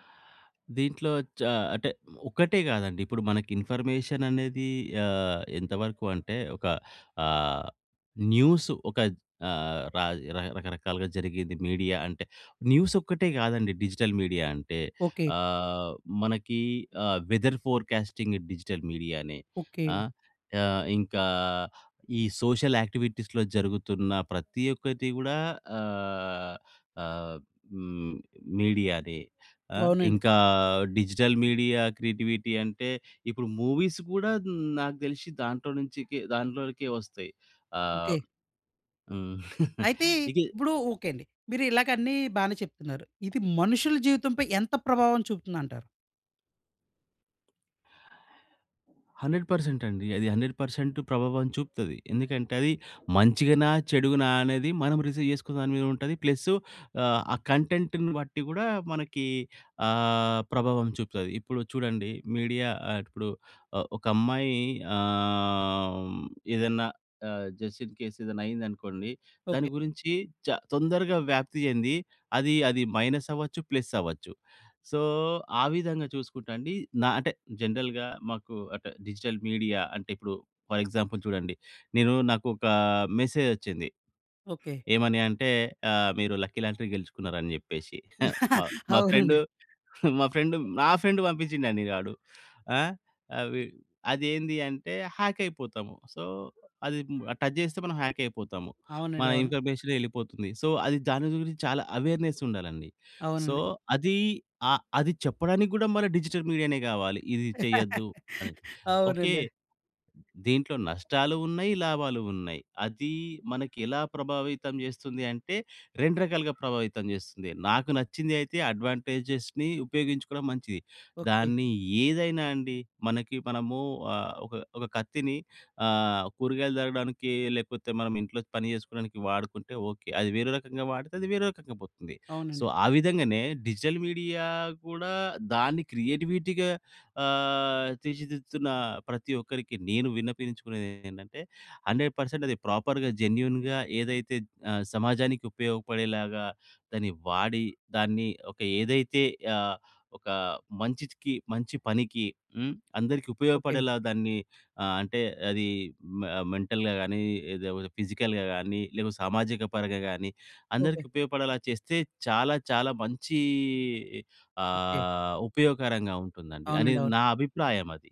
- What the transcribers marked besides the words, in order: in English: "ఇన్ఫర్మేషన్"; in English: "న్యూస్"; in English: "మీడియా"; in English: "న్యూస్"; in English: "డిజిటల్ మీడియా"; drawn out: "ఆహ్"; in English: "వెదర్ ఫోర్‌కాస్టింగ్ డిజిటల్"; in English: "సోషల్ యాక్టివిటీస్‌లో"; drawn out: "ఆహ్"; drawn out: "ఇంకా"; in English: "డిజిటల్ మీడియా క్రియేటివిటీ"; in English: "మూవీస్"; chuckle; in English: "హండ్రెడ్ పర్సెంట్"; in English: "రిసీవ్"; in English: "కంటెంట్‌ని"; in English: "మీడియా"; drawn out: "ఆమ్"; in English: "జస్ట్ ఇన్ కేస్"; in English: "మైనస్"; in English: "ప్లస్"; in English: "సో"; in English: "జనరల్‌గా"; in English: "డిజిటల్ మీడియా"; in English: "ఫర్ ఎగ్జాంపుల్"; in English: "లక్కీ లాంటరీ"; laugh; chuckle; in English: "సో"; other background noise; in English: "ఇన్ఫర్మేషన్"; in English: "సో"; in English: "సో"; laugh; in English: "డిజిటల్ మీడియానే"; in English: "అడ్వాంటేజెస్‌ని"; tapping; in English: "సో"; in English: "డిజిటల్ మీడియా"; in English: "క్రియేటివిటీగా"; in English: "హండ్రెడ్ పర్సెంట్"; in English: "ప్రోపర్‌గా జెన్యూన్‌గా"; in English: "మె మెంటల్‌గా"; in English: "ఫిజికల్‌గా"
- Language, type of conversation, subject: Telugu, podcast, డిజిటల్ మీడియా మీ సృజనాత్మకతపై ఎలా ప్రభావం చూపుతుంది?